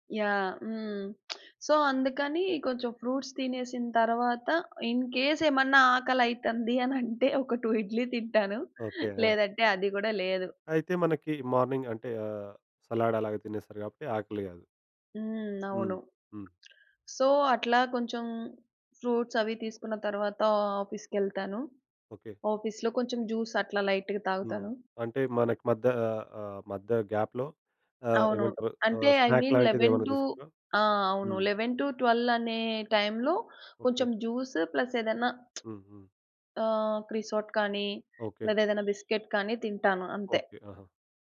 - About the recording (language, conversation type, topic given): Telugu, podcast, సీజన్ మారినప్పుడు మీ ఆహార అలవాట్లు ఎలా మారుతాయి?
- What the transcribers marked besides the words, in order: lip smack; in English: "సో"; in English: "ఫ్రూట్స్"; in English: "ఇన్‌కేస్"; giggle; in English: "టూ"; in English: "మార్నింగ్"; in English: "సలాడ్"; in English: "సో"; in English: "ఫ్రూట్స్"; in English: "ఆఫీస్‌లో"; in English: "జ్యూస్"; in English: "లైట్‌గా"; in English: "గ్యాప్‌లో"; in English: "స్నాక్"; in English: "ఐ మీన్ లెవెన్ టు"; in English: "లెవెన్ టు ట్వెల్వ్"; in English: "జ్యూస్ ప్లస్"; lip smack; in English: "క్రిసోట్"; in English: "బిస్కెట్"